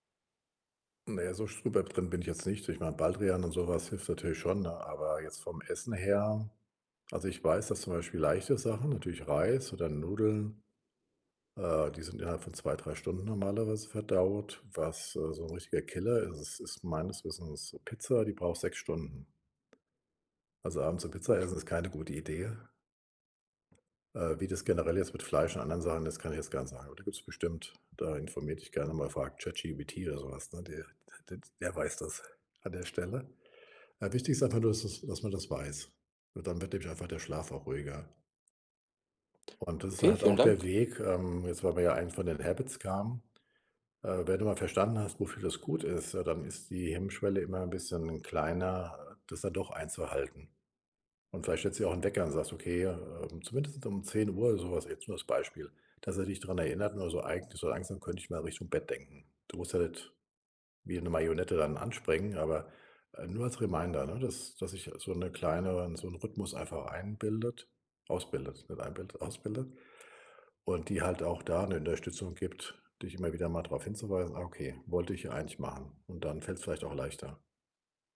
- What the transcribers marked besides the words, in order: none
- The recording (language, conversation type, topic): German, advice, Wie kann ich schlechte Gewohnheiten langfristig und nachhaltig ändern?